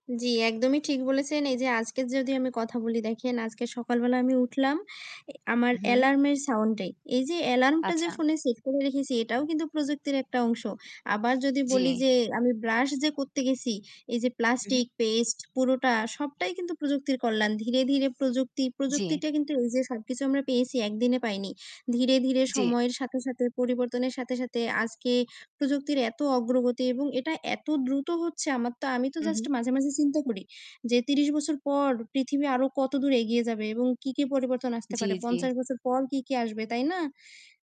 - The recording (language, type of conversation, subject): Bengali, unstructured, আপনি প্রযুক্তি ব্যবহার করে কীভাবে আপনার জীবনকে আরও সুখী করেন?
- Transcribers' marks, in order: static